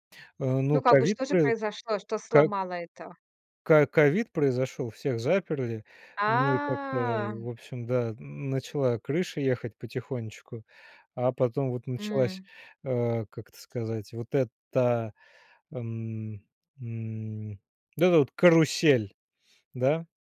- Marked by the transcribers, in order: drawn out: "А"; tapping
- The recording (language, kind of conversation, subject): Russian, podcast, Что помогает тебе есть меньше сладкого?